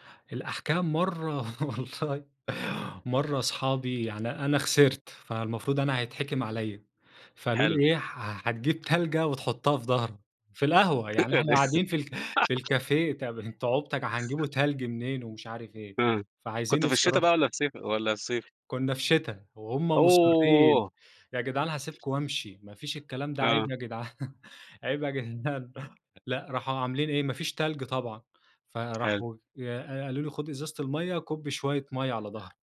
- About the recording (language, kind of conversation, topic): Arabic, podcast, إزاي بتشارك هواياتك مع العيلة أو الصحاب؟
- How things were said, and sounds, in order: laughing while speaking: "مرّة والله"; unintelligible speech; laugh; in English: "الكافيه"; tapping; laughing while speaking: "عيب يا جِدعان، عيب يا جدعان"